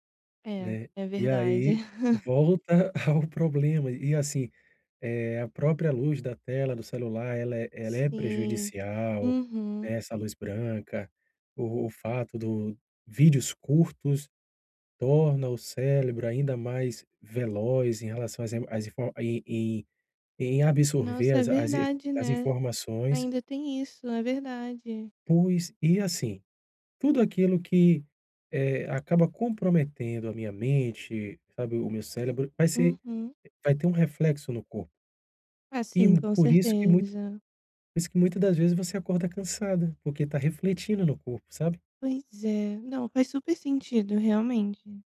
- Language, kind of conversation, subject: Portuguese, advice, Como posso criar uma rotina pré-sono sem aparelhos digitais?
- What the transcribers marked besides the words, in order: laugh; "cérebro" said as "célebro"; "cérebro" said as "célebro"